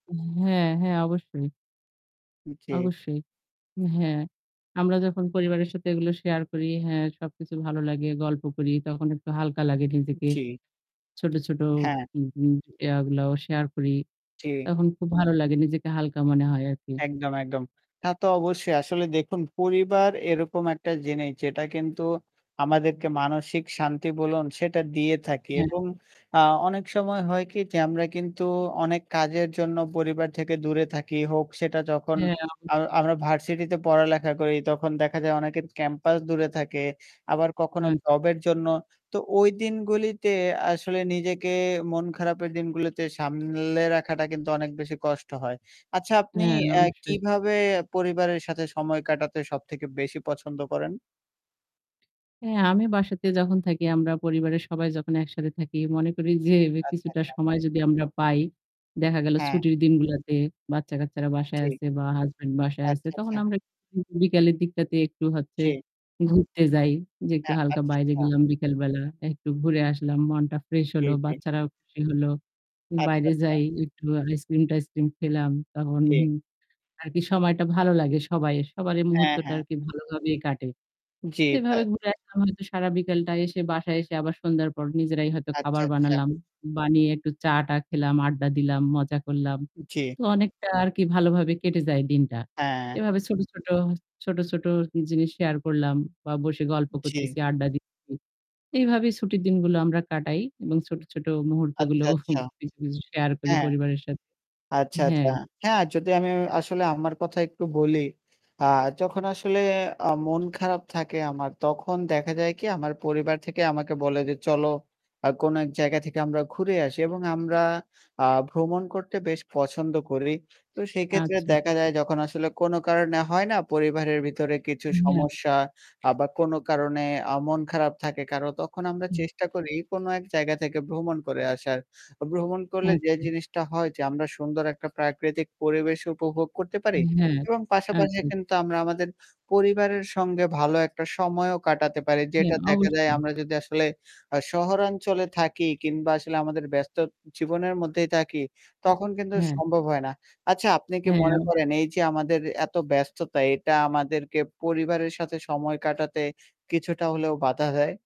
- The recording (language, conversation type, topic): Bengali, unstructured, পরিবারের সঙ্গে সময় কাটালে আপনার মন কীভাবে ভালো থাকে?
- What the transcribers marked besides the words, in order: static; chuckle; "দেখা" said as "দেকা"; distorted speech